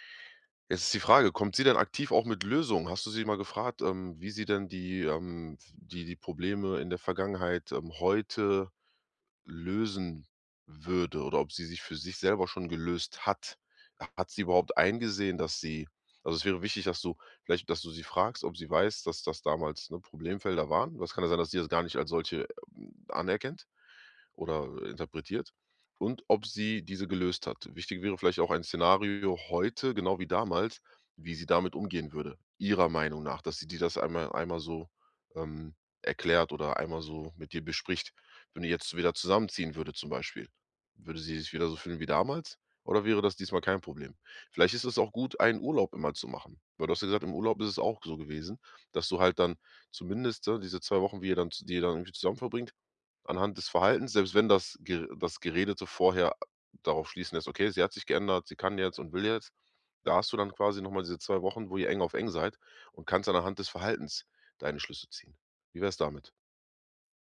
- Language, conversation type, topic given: German, advice, Bin ich emotional bereit für einen großen Neuanfang?
- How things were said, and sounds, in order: stressed: "hat?"